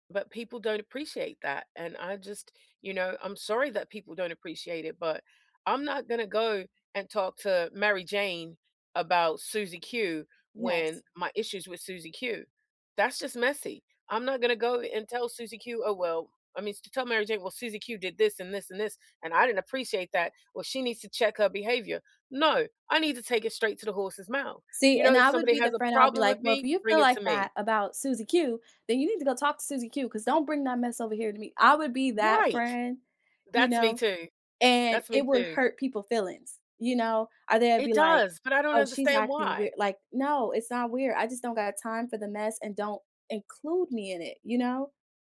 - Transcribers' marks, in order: stressed: "problem"; tapping; stressed: "include"
- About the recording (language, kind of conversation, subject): English, unstructured, Should partners always tell the truth, even if it hurts?
- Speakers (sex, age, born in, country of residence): female, 30-34, United States, United States; female, 50-54, United States, United States